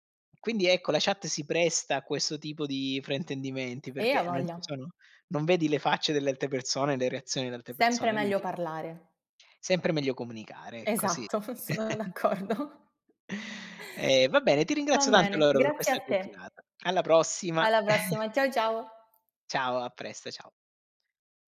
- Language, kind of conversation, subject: Italian, unstructured, È giusto controllare il telefono del partner per costruire fiducia?
- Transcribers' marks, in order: "quindi" said as "undi"; chuckle; laughing while speaking: "sono d'accordo"; chuckle; chuckle